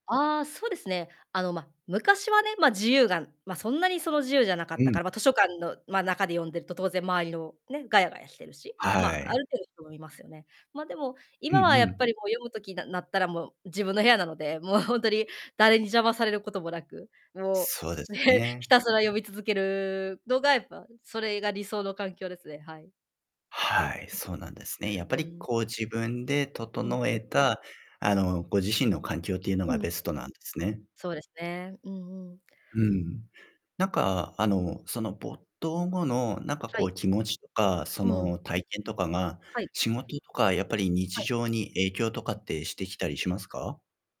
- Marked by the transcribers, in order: distorted speech; chuckle
- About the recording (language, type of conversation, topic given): Japanese, podcast, 最近、何かに没頭して時間を忘れた瞬間はありましたか？